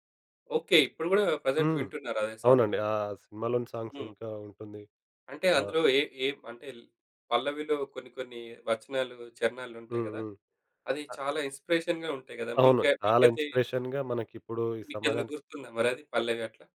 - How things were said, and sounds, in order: in English: "ప్రెజెంట్"; in English: "సాంగ్‌ని?"; in English: "సాంగ్స్"; in English: "ఇన్స్‌స్పిరేషన్‌గా"; other background noise; in English: "ఇన్స్పిరేషన్‌గా"
- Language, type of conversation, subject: Telugu, podcast, మీకు ఇల్లు లేదా ఊరును గుర్తుచేసే పాట ఏది?